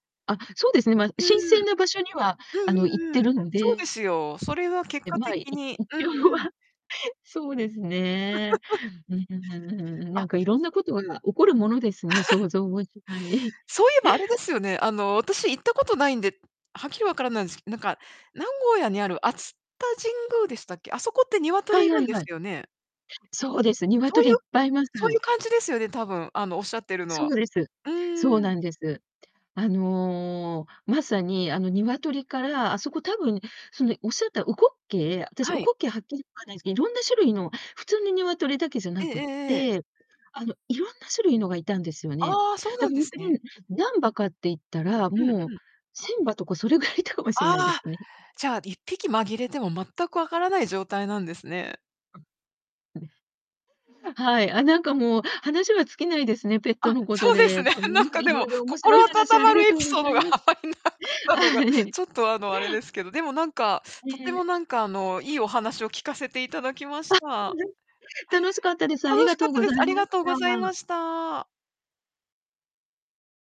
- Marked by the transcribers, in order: other background noise; distorted speech; laughing while speaking: "一応は"; laugh; laugh; static; laughing while speaking: "それぐらいいたかもしれないですね"; laugh; laughing while speaking: "あ、はい"
- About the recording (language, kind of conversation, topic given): Japanese, unstructured, ペットがいることで幸せを感じた瞬間は何ですか？